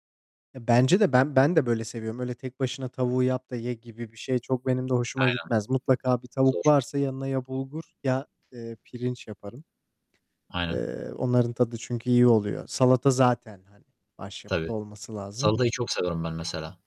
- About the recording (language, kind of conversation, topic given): Turkish, unstructured, Sence evde yemek yapmak mı yoksa dışarıda yemek yemek mi daha iyi?
- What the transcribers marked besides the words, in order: static; distorted speech; other background noise